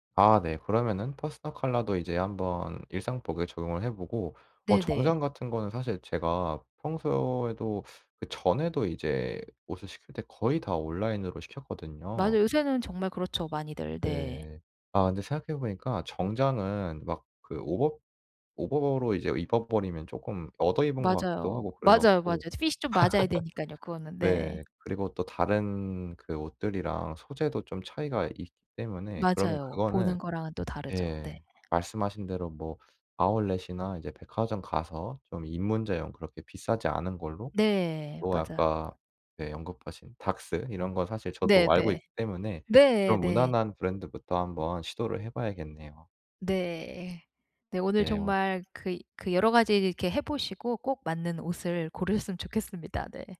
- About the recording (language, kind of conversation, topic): Korean, advice, 한정된 예산으로 세련된 옷을 고르는 방법
- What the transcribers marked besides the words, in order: teeth sucking; laugh